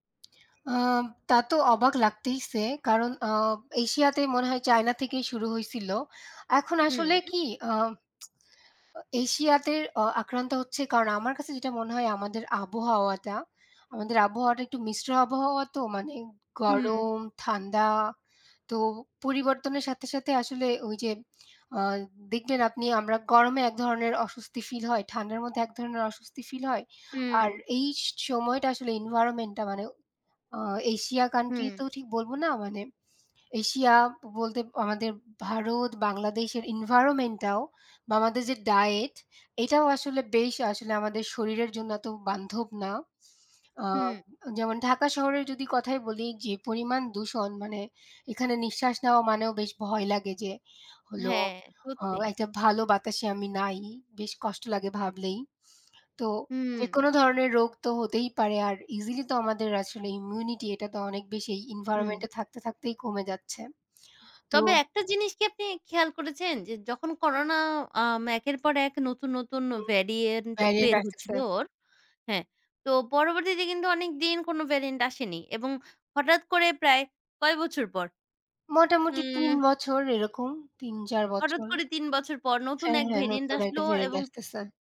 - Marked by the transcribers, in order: tapping
- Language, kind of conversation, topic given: Bengali, unstructured, সাম্প্রতিক সময়ে করোনা ভ্যাকসিন সম্পর্কে কোন তথ্য আপনাকে সবচেয়ে বেশি অবাক করেছে?
- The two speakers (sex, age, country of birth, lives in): female, 20-24, Bangladesh, Bangladesh; female, 25-29, Bangladesh, Bangladesh